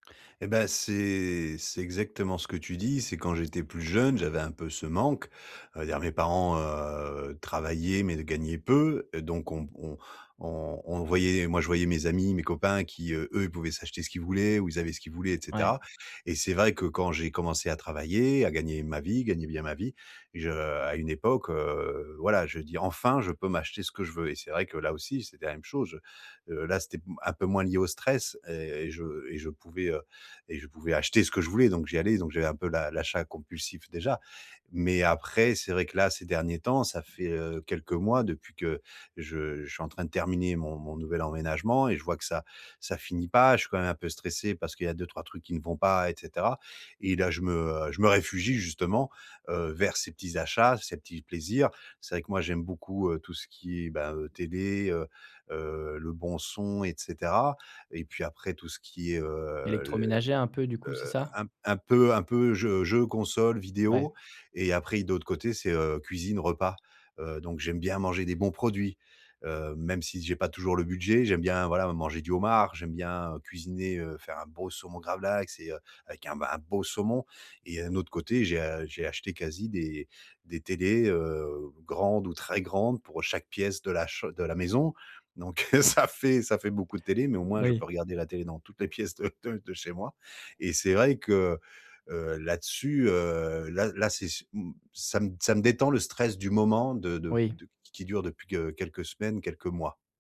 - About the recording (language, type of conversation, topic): French, advice, Comment arrêter de dépenser de façon impulsive quand je suis stressé ?
- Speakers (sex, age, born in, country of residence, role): male, 25-29, France, France, advisor; male, 40-44, France, France, user
- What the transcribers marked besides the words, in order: drawn out: "c'est"; "chose" said as "choje"; stressed: "réfugie"; tapping; stressed: "très"; stressed: "maison"; laughing while speaking: "heu, ça fait"; laughing while speaking: "de de"